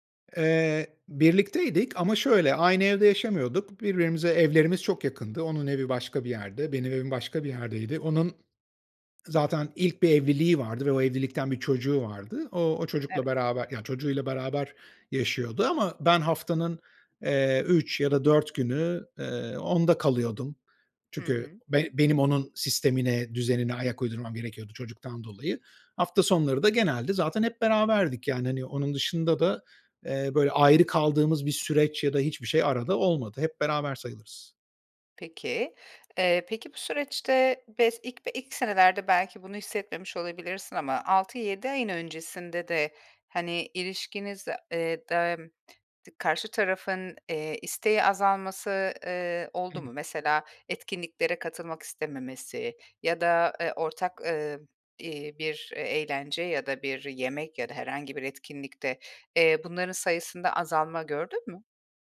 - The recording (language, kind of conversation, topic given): Turkish, advice, Uzun bir ilişkiden sonra yaşanan ani ayrılığı nasıl anlayıp kabullenebilirim?
- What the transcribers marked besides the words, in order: tapping; unintelligible speech